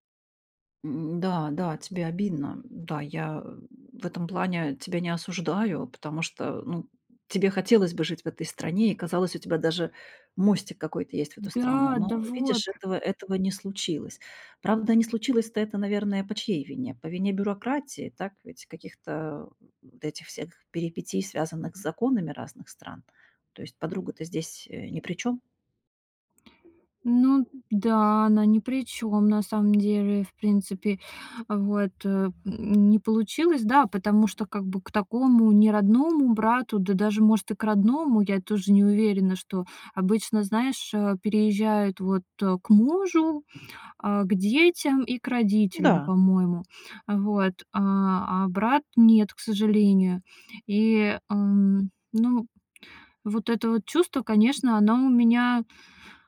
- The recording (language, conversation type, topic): Russian, advice, Почему я завидую успехам друга в карьере или личной жизни?
- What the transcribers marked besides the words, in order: none